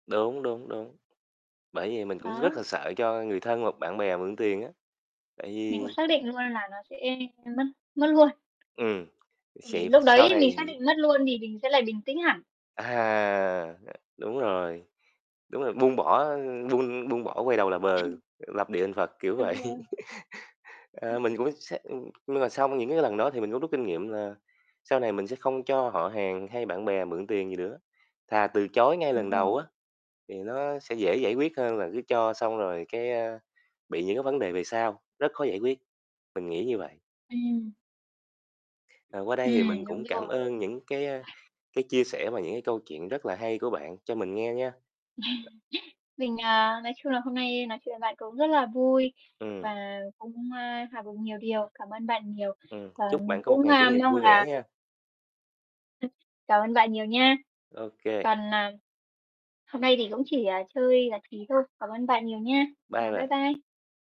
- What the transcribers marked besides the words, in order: other background noise; distorted speech; tapping; drawn out: "À"; unintelligible speech; laughing while speaking: "vậy"; chuckle; chuckle
- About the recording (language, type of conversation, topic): Vietnamese, unstructured, Làm sao để giữ bình tĩnh khi nghe những tin tức gây lo lắng?